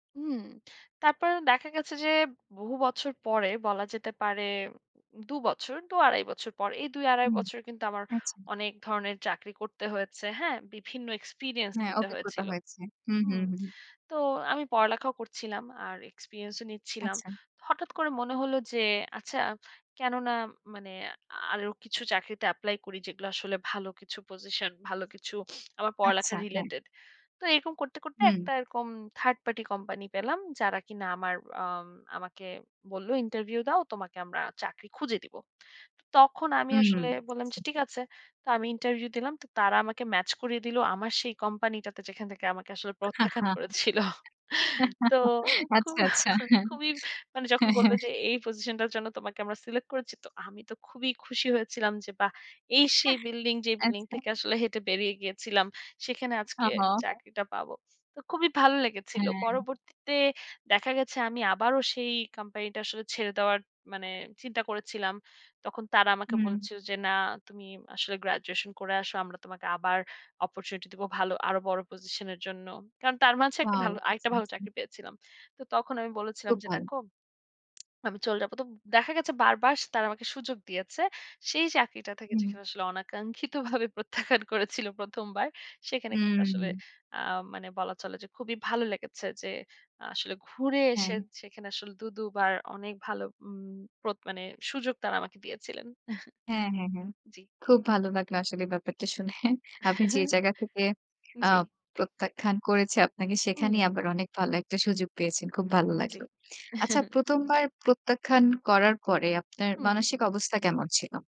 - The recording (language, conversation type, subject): Bengali, podcast, তুমি কি কখনো কোনো অনাকাঙ্ক্ষিত প্রত্যাখ্যান থেকে পরে বড় কোনো সুযোগ পেয়েছিলে?
- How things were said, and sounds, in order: in English: "experience"; in English: "apply"; snort; in English: "third party"; laughing while speaking: "প্রত্যাখ্যান করেছিল"; laugh; chuckle; laugh; teeth sucking; laughing while speaking: "অনাকাঙ্ক্ষিতভাবে প্রত্যাখ্যান করেছিল"; chuckle; chuckle; chuckle